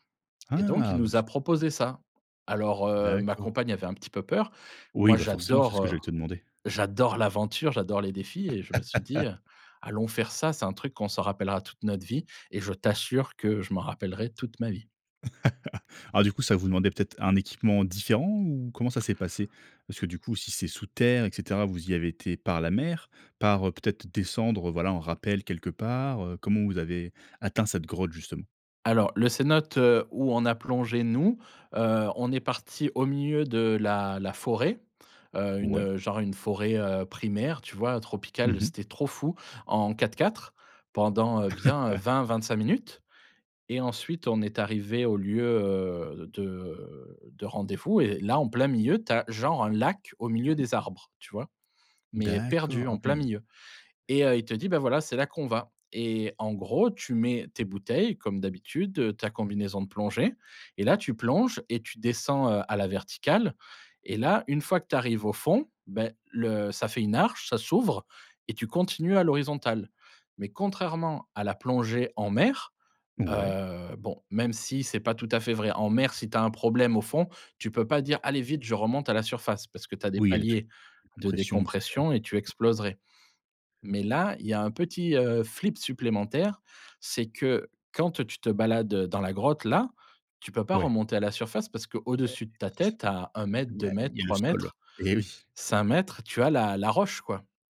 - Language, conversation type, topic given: French, podcast, Quel voyage t’a réservé une surprise dont tu te souviens encore ?
- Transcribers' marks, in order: stressed: "Ah"; tapping; chuckle; chuckle; stressed: "terre"; chuckle; drawn out: "de"; stressed: "lac"; other noise